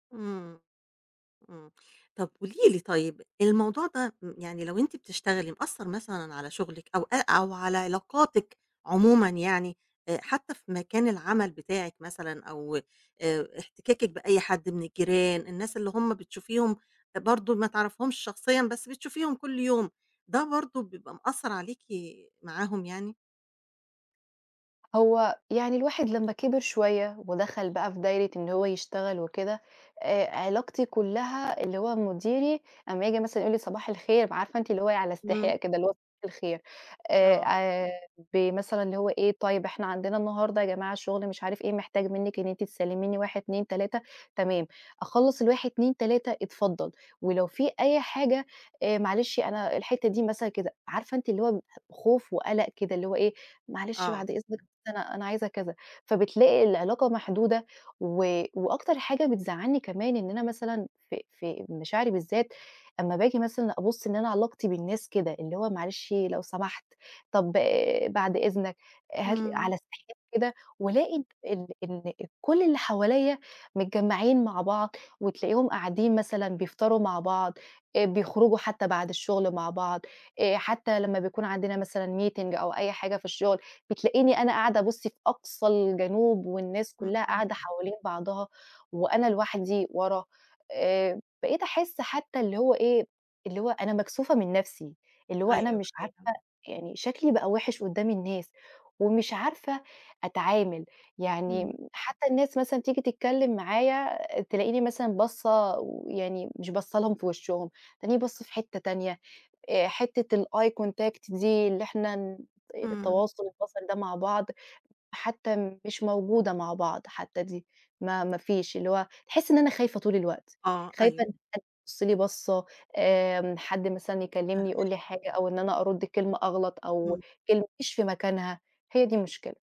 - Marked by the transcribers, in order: tapping; in English: "meeting"; in English: "الeye contact"
- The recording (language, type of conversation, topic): Arabic, advice, إزاي أقدر أتغلب على خوفي من إني أقرّب من الناس وافتَح كلام مع ناس ماعرفهمش؟